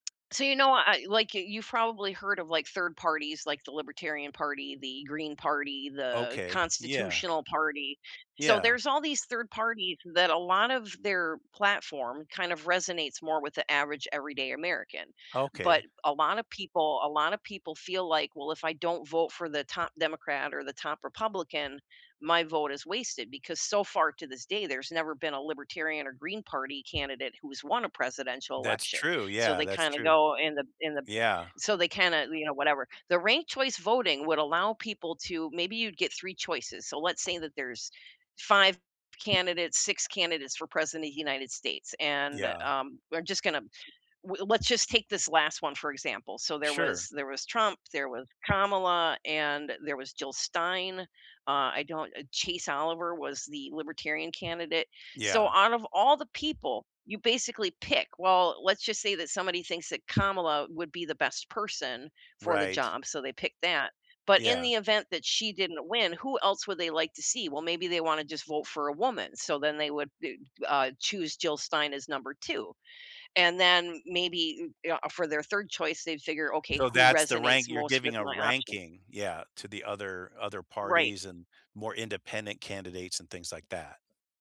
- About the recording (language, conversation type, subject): English, unstructured, How can ordinary people make a difference in politics?
- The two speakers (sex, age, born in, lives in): female, 50-54, United States, United States; male, 65-69, United States, United States
- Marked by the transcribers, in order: none